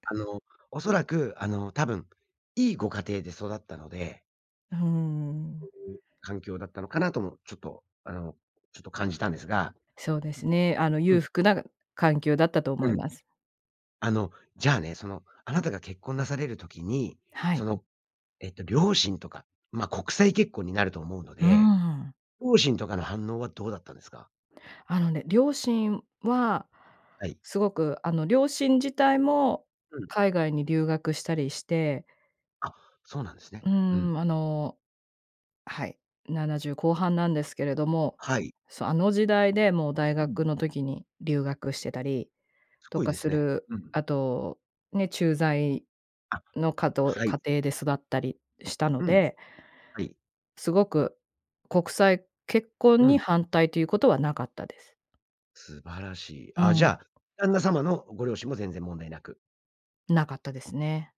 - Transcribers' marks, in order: other background noise
- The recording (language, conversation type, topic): Japanese, podcast, 結婚や同棲を決めるとき、何を基準に判断しましたか？